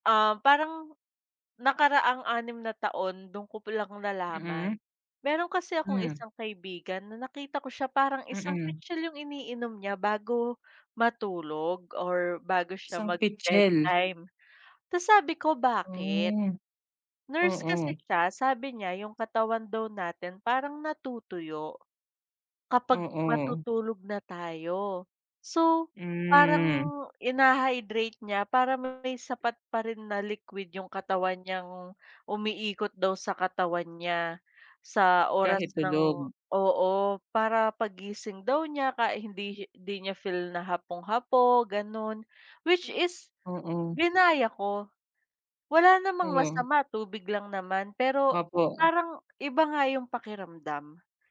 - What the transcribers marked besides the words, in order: dog barking
- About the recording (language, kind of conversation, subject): Filipino, unstructured, Paano mo pinananatiling malusog ang iyong katawan araw-araw?